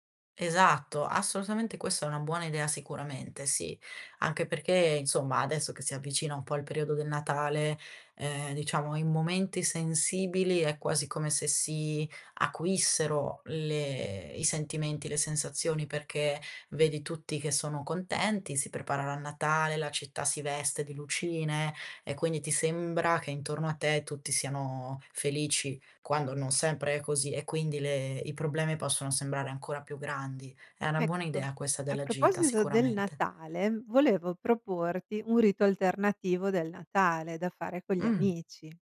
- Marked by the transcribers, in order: none
- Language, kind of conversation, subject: Italian, advice, Come posso gestire la pressione di dire sempre sì alle richieste di amici e familiari?